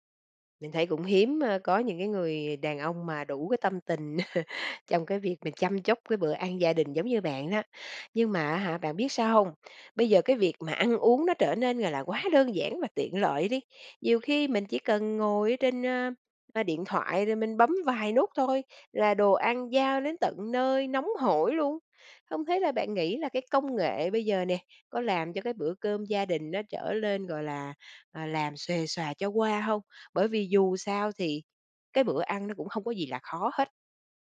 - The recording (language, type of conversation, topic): Vietnamese, podcast, Bạn thường tổ chức bữa cơm gia đình như thế nào?
- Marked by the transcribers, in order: laugh; tapping